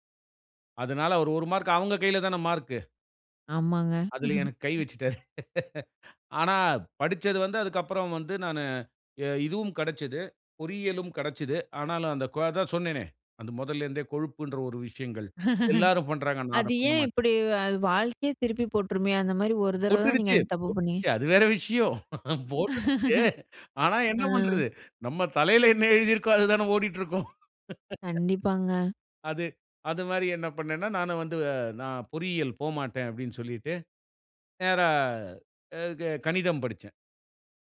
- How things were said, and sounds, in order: other background noise; chuckle; laugh; chuckle; laugh; laugh
- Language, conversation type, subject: Tamil, podcast, உங்களுக்குப் பிடித்த ஆர்வப்பணி எது, அதைப் பற்றி சொல்லுவீர்களா?